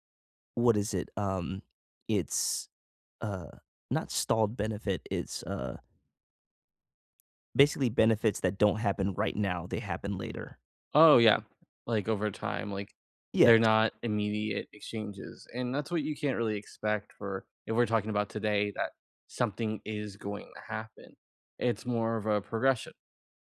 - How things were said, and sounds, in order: tapping
- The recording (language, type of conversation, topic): English, unstructured, What small step can you take today toward your goal?
- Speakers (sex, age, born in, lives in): male, 30-34, United States, United States; male, 30-34, United States, United States